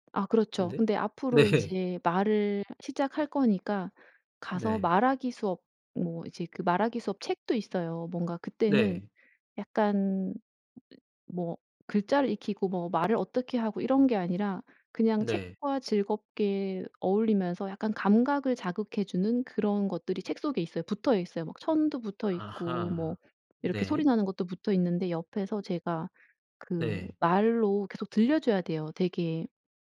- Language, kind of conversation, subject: Korean, podcast, 퇴사를 결심하게 된 결정적인 신호는 무엇이었나요?
- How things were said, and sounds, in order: unintelligible speech; laughing while speaking: "네"